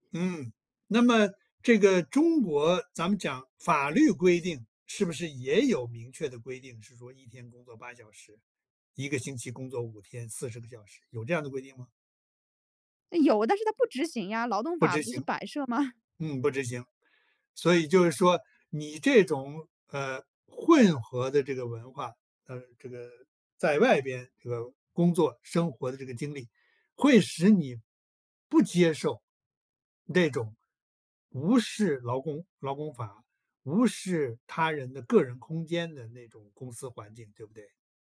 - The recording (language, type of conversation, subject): Chinese, podcast, 混合文化背景对你意味着什么？
- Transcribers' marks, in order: chuckle